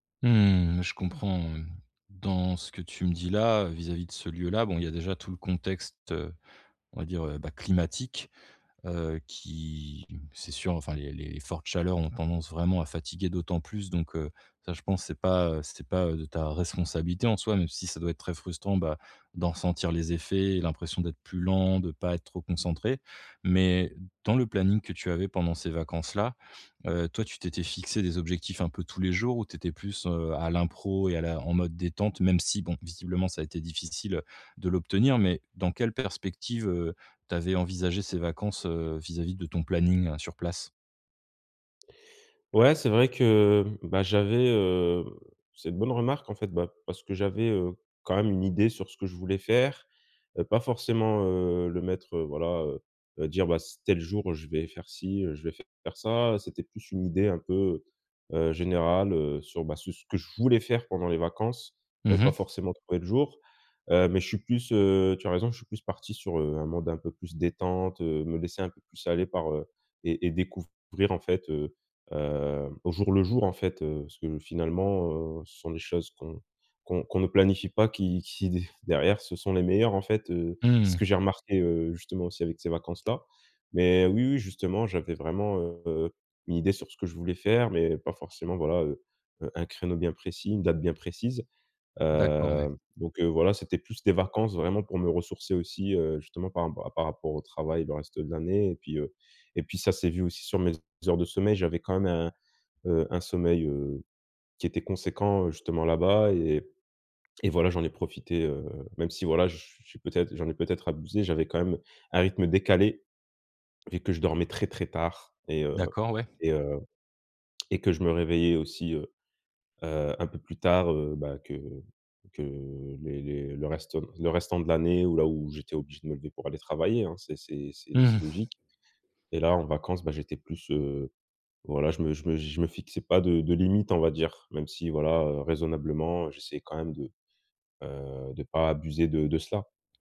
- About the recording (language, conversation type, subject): French, advice, Comment gérer la fatigue et la surcharge pendant les vacances sans rater les fêtes ?
- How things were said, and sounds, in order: stressed: "voulais"; laughing while speaking: "qui d"